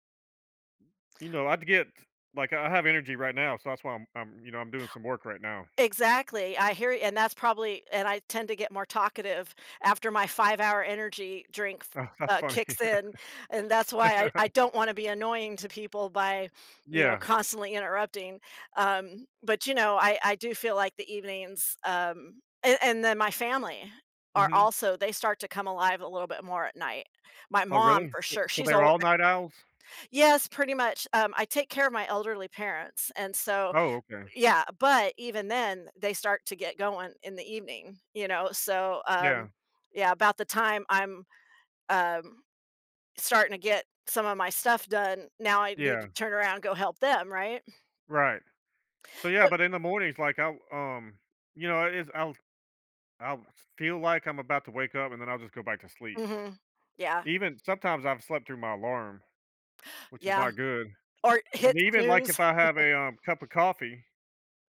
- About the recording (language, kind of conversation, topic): English, unstructured, What factors affect when you feel most productive during the day?
- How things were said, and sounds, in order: other background noise; inhale; tapping; laughing while speaking: "funny"; laugh; chuckle